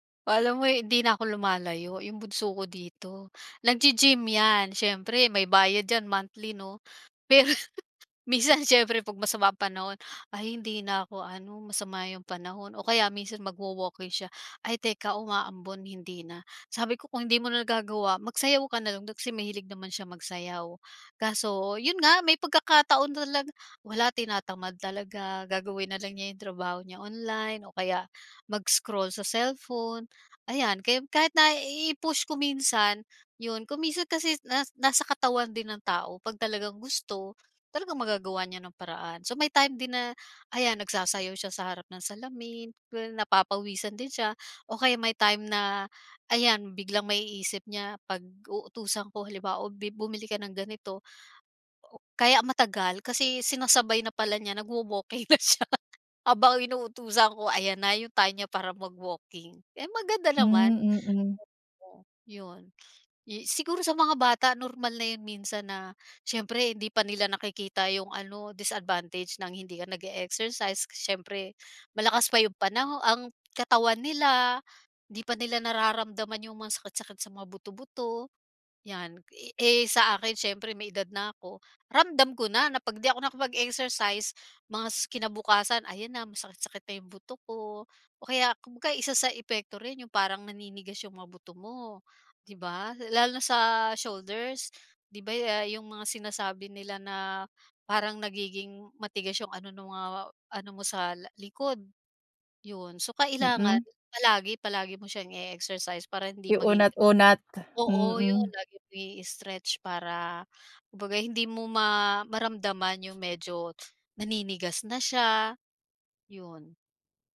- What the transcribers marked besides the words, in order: laughing while speaking: "Pero minsan"; laughing while speaking: "nagwo-walking na siya"; other background noise
- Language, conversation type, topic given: Filipino, podcast, Paano mo napapanatili ang araw-araw na gana, kahit sa maliliit na hakbang lang?